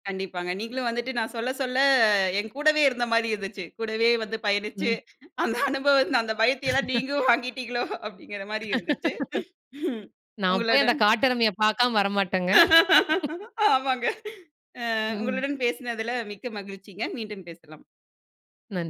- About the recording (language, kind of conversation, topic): Tamil, podcast, மீண்டும் செல்ல விரும்பும் இயற்கை இடம் எது, ஏன் அதை மீண்டும் பார்க்க விரும்புகிறீர்கள்?
- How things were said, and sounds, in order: laughing while speaking: "கண்டிப்பாங்க. நீங்களும் வந்துட்டு நான் சொல்ல … மாரி இருந்துச்சு. உங்களுடன்"; laugh; laughing while speaking: "நான் போய் அந்த காட்டெருமைய பார்க்காம வரமாட்டேங்க"; laughing while speaking: "ஆமாங்க"